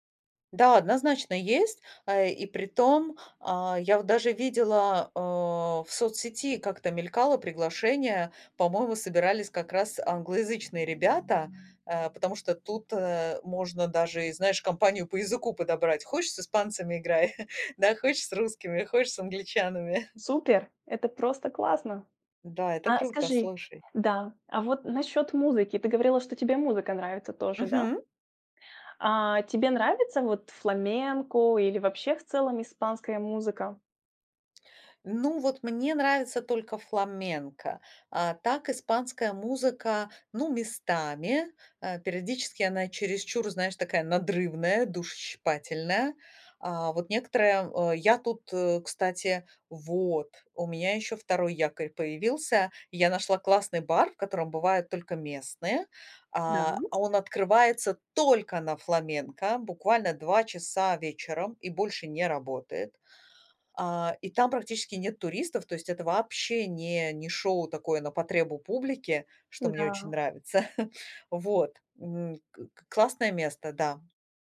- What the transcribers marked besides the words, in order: other street noise; chuckle; chuckle; chuckle
- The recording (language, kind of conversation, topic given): Russian, advice, Что делать, если после переезда вы чувствуете потерю привычной среды?